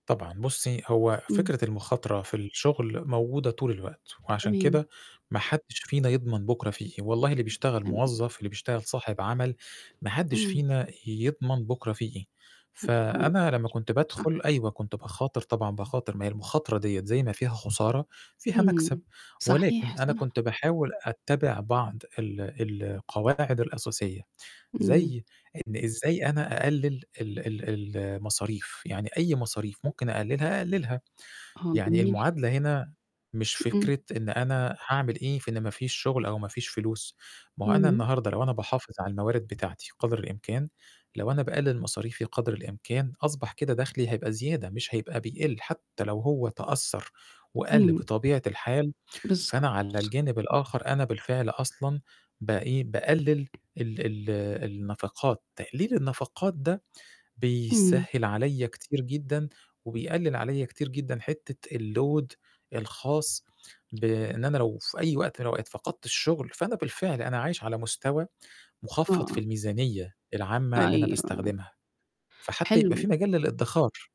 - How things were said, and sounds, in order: static; tapping; other background noise; other noise; in English: "الload"
- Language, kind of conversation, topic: Arabic, podcast, شو بتعمل لو فقدت شغلك فجأة؟
- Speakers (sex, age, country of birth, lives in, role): female, 50-54, Egypt, Egypt, host; male, 40-44, Egypt, Egypt, guest